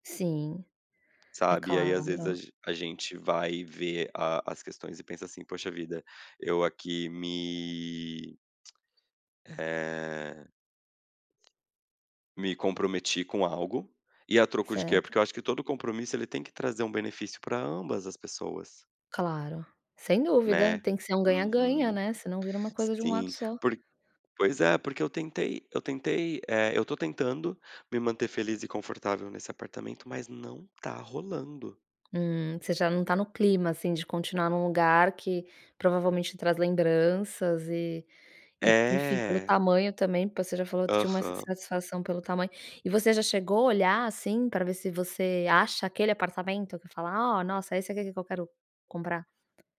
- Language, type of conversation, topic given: Portuguese, advice, Como lidar com o perfeccionismo que impede você de terminar projetos?
- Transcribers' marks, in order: tapping; tongue click